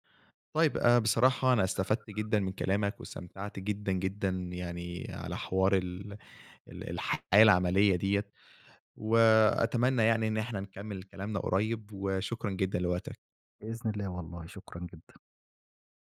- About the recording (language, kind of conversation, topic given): Arabic, podcast, إزاي بتوازن بين شغفك والمرتب اللي نفسك فيه؟
- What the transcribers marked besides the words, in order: none